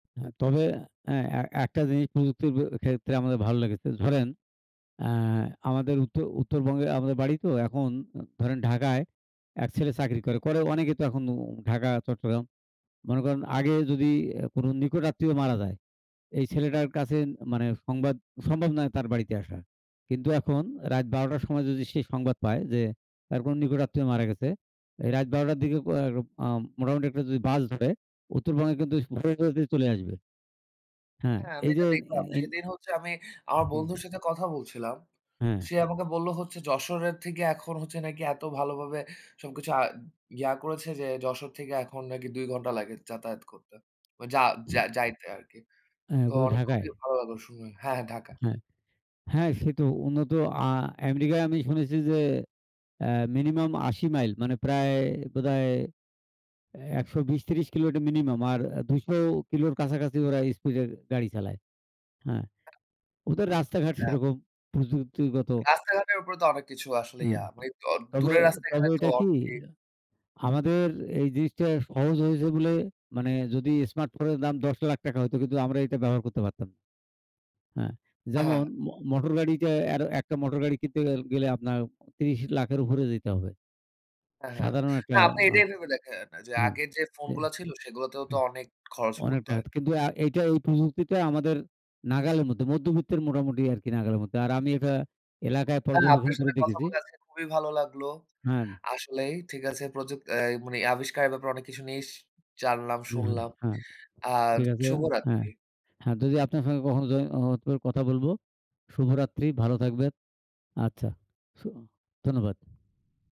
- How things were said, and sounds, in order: tapping; "ধরেন" said as "ঝরেন"; unintelligible speech; other background noise; "আমাদের" said as "হামাদের"
- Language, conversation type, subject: Bengali, unstructured, বিজ্ঞানের কোন আবিষ্কার আমাদের জীবনে সবচেয়ে বেশি প্রভাব ফেলেছে?